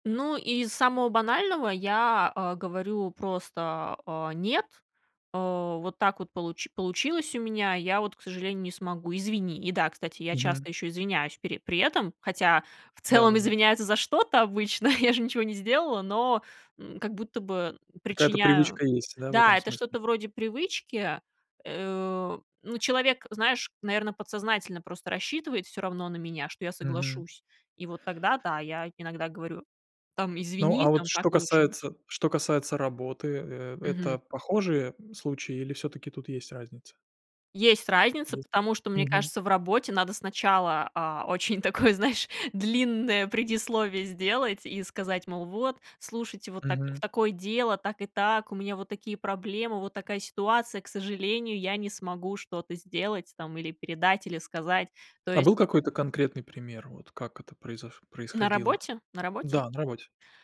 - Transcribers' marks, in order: laughing while speaking: "я же"; laughing while speaking: "очень такое"
- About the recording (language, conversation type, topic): Russian, podcast, Как говорить «нет», не теряя отношений?